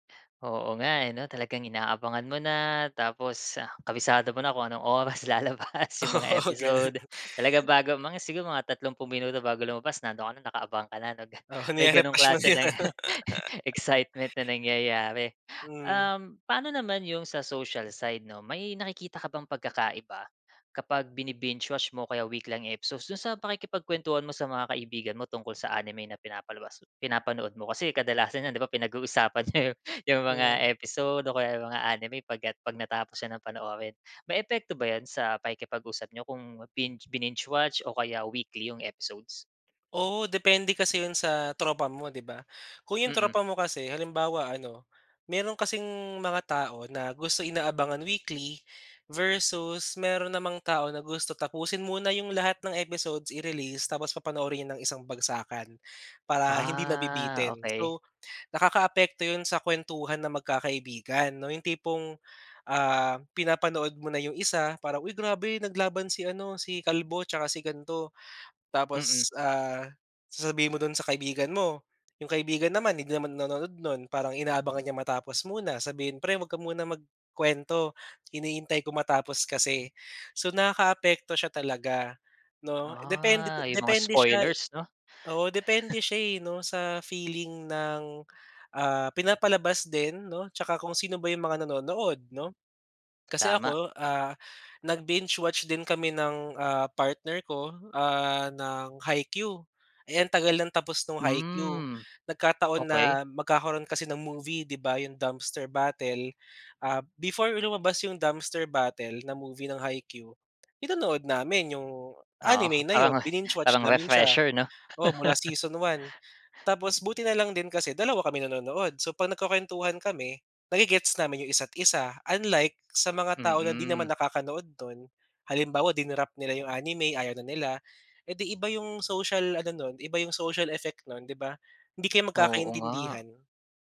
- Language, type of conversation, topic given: Filipino, podcast, Paano nag-iiba ang karanasan mo kapag sunod-sunod mong pinapanood ang isang serye kumpara sa panonood ng tig-isang episode bawat linggo?
- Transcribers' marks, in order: laughing while speaking: "oras lalabas"; laughing while speaking: "Oo, gano'n"; laughing while speaking: "Oo, nire-refresh mo na 'yong ano"; chuckle; wind; laughing while speaking: "niyo"; chuckle; laugh